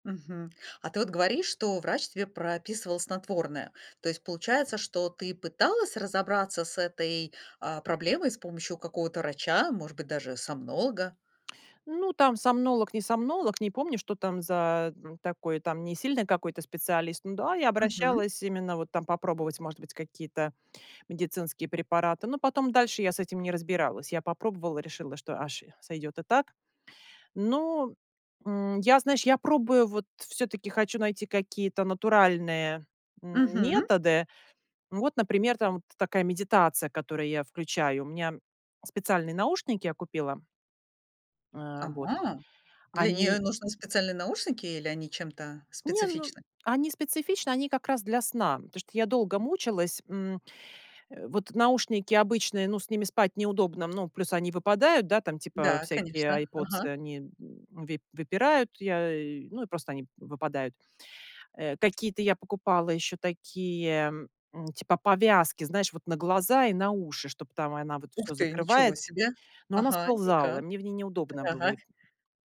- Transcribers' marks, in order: none
- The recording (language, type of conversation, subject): Russian, podcast, Что для тебя важнее: качество сна или его продолжительность?